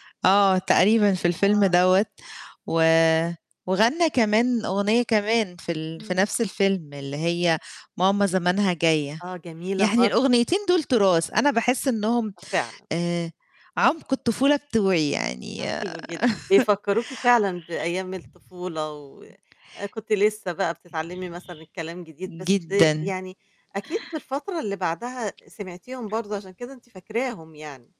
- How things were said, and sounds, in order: chuckle; other background noise
- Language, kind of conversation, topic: Arabic, podcast, إيه هي الأغنية اللي أول ما تسمعها بتفتكر طفولتك؟